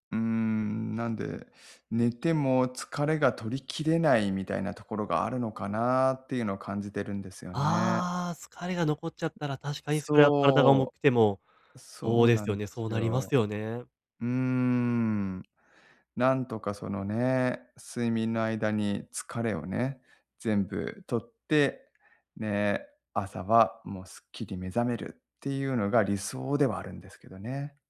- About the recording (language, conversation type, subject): Japanese, advice, 朝、すっきり目覚めるにはどうすればいいですか？
- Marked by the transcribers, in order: other background noise